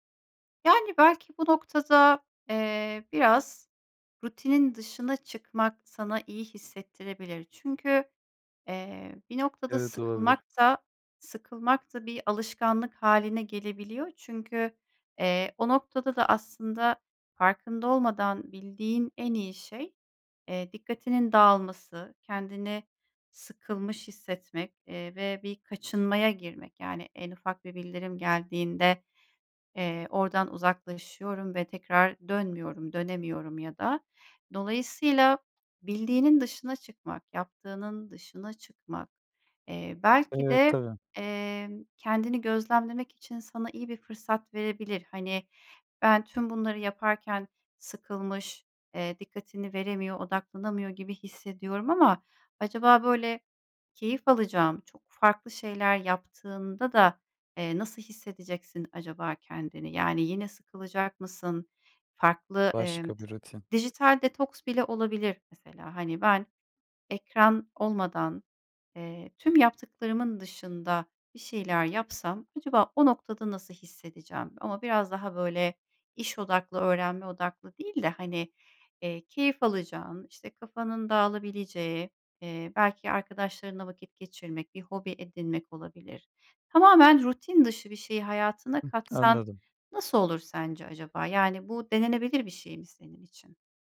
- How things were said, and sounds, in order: other background noise
- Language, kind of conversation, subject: Turkish, advice, Günlük yaşamda dikkat ve farkındalık eksikliği sizi nasıl etkiliyor?